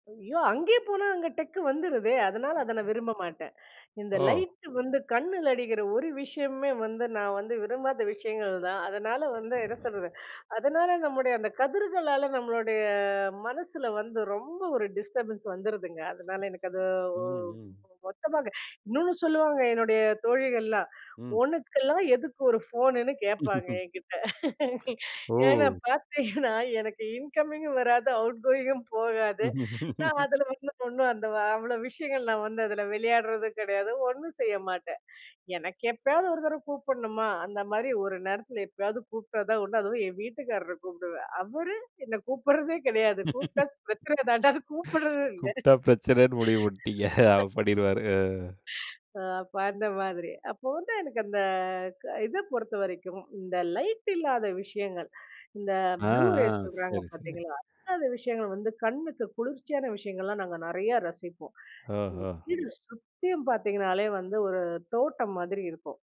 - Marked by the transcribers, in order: in English: "டெக்"; other noise; in English: "டிஸ்டர்பன்ஸ்"; laugh; in English: "இன்கமிங்கும்"; in English: "அவுட் கோயிங்கும்"; laugh; "தடவை" said as "தர்வ"; laughing while speaking: "கூப்பிட்டா பிரச்சனைன்னு முடிவு பண்ணிட்டீங்க. அப்டின்வாரு"; laughing while speaking: "அவரு என்னை கூப்பிடுறதே கிடையாது. கூப்பிட்டா பிரச்சனை தாண்டா கூப்பிடுறது இல்ல!"; in English: "ப்ளூ ரேஸ்"
- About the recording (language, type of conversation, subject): Tamil, podcast, வாரத்தில் ஒரு நாள் முழுவதும் தொழில்நுட்பம் இல்லாமல் நேரத்தை எப்படி திட்டமிட்டு ஒழுங்குபடுத்துவீர்கள்?